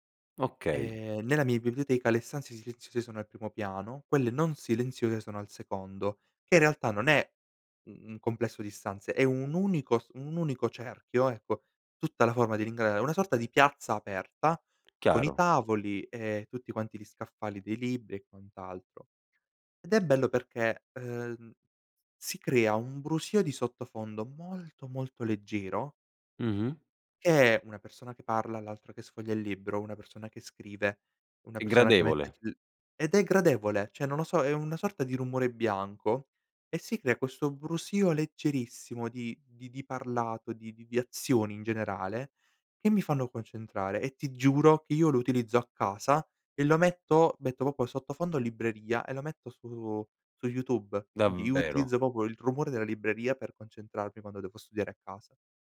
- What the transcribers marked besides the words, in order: unintelligible speech; "cioè" said as "ceh"; "proprio" said as "propo"; "proprio" said as "propo"
- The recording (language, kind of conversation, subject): Italian, podcast, Che ambiente scegli per concentrarti: silenzio o rumore di fondo?